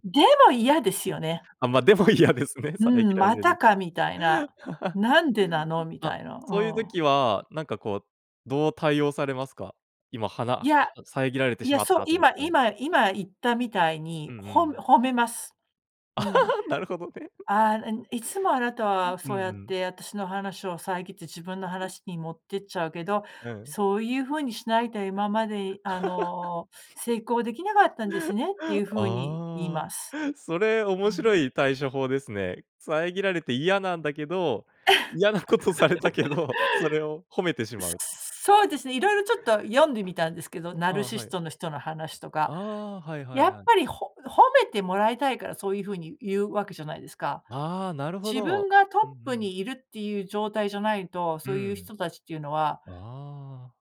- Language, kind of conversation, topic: Japanese, podcast, 相手の話を遮らずに聞くコツはありますか？
- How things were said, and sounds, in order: laughing while speaking: "あ、ま、でも嫌ですね、遮られる"; giggle; laugh; laughing while speaking: "なるほどね"; other noise; laugh; laughing while speaking: "嫌なことされたけど、それを褒めてしまう"; giggle